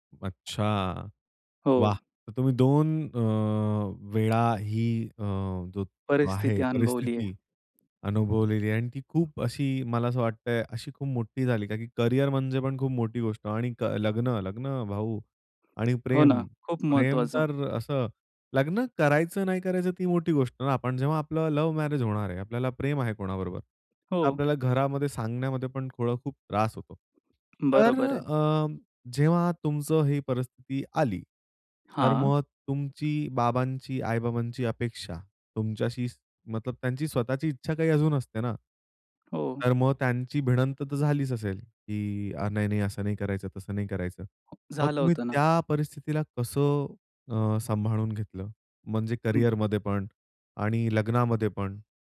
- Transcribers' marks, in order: surprised: "अच्छा!"; tapping; other noise
- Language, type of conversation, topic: Marathi, podcast, पालकांच्या अपेक्षा आणि स्वतःच्या इच्छा यांचा समतोल कसा साधता?